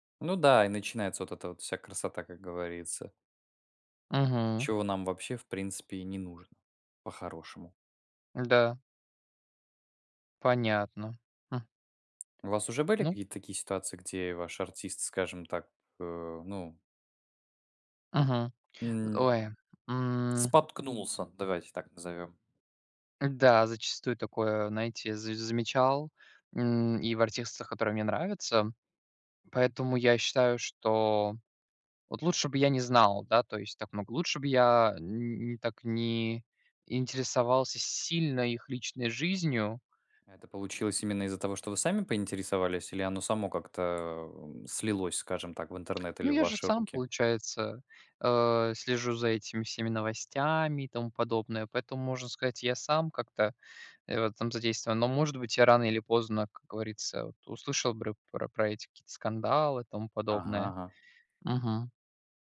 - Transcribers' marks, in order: tapping
- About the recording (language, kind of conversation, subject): Russian, unstructured, Стоит ли бойкотировать артиста из-за его личных убеждений?
- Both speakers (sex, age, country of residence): male, 20-24, Germany; male, 25-29, Poland